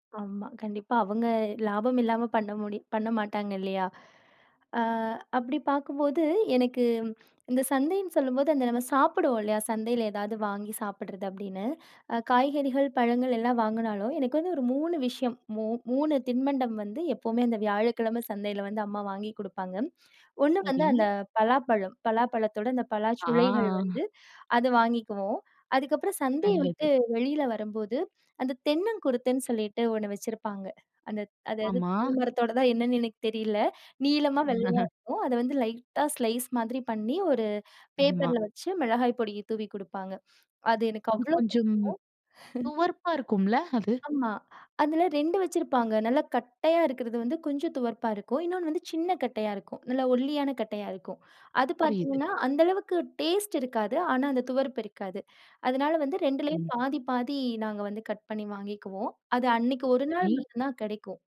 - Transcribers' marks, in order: drawn out: "ஆ"; unintelligible speech; chuckle; in English: "ஸ்லைஸ்"; chuckle
- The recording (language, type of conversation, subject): Tamil, podcast, ஒரு ஊரில் உள்ள பரபரப்பான சந்தையில் ஏற்பட்ட உங்கள் அனுபவத்தைப் பற்றி சொல்ல முடியுமா?